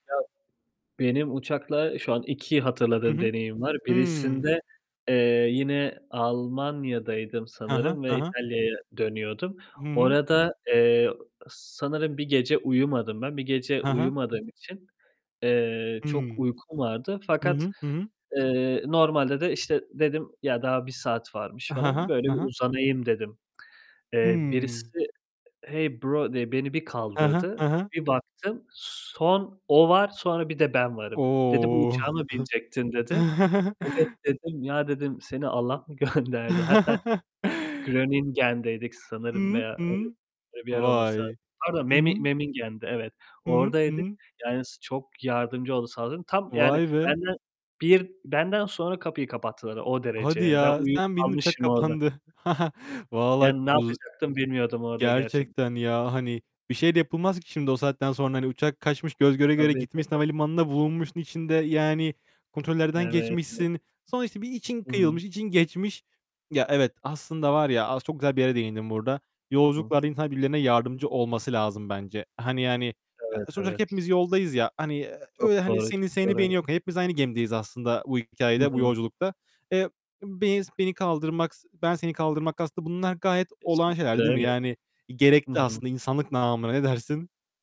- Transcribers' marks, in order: in English: "Hey bro"; giggle; chuckle; chuckle; unintelligible speech; chuckle; tapping; other background noise; static; unintelligible speech
- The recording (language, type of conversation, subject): Turkish, unstructured, Yolculuklarda sizi en çok ne şaşırtır?